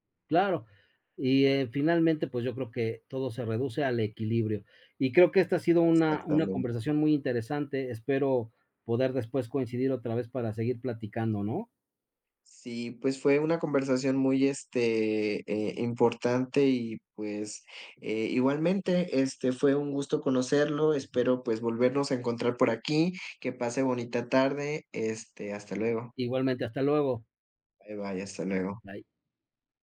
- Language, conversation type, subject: Spanish, unstructured, ¿Crees que el dinero compra la felicidad?
- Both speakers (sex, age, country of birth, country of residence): male, 30-34, Mexico, Mexico; male, 50-54, Mexico, Mexico
- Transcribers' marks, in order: other background noise; in English: "Bye, bye"; in English: "Bye"